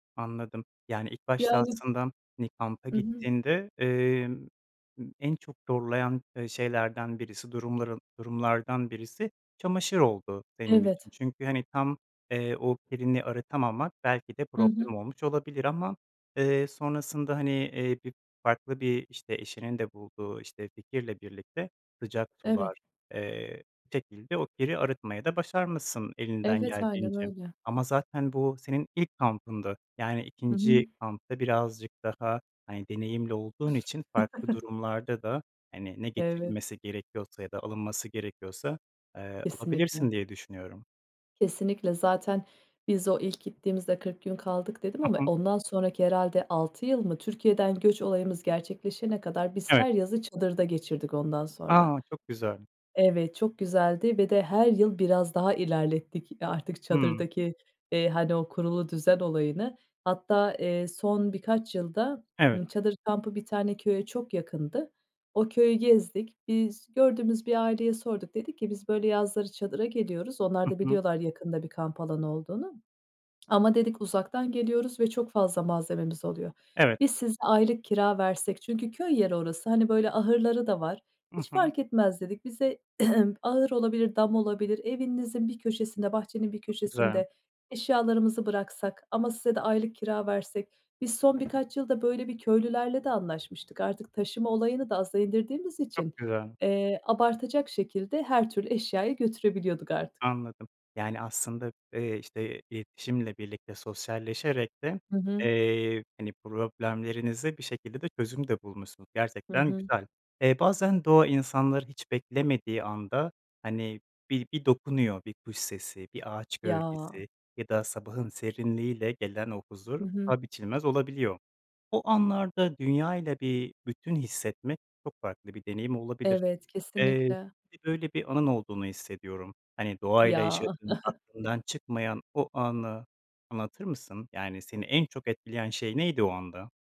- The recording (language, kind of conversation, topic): Turkish, podcast, Doğayla ilgili en unutamadığın anını anlatır mısın?
- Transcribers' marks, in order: chuckle; lip smack; throat clearing; tapping; chuckle